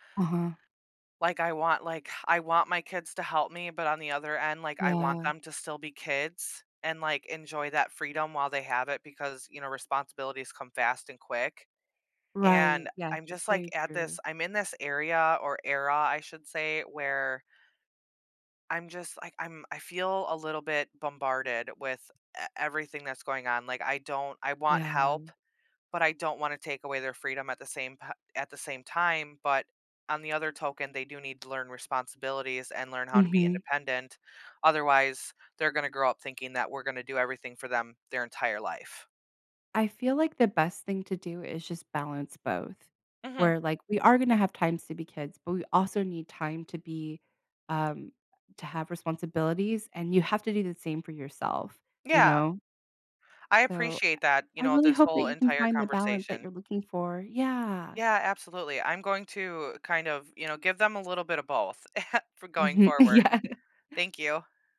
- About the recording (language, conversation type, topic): English, advice, How can I prioritize and manage my responsibilities so I stop feeling overwhelmed?
- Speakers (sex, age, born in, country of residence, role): female, 35-39, United States, United States, advisor; female, 35-39, United States, United States, user
- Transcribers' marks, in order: other background noise; chuckle; laughing while speaking: "yeah"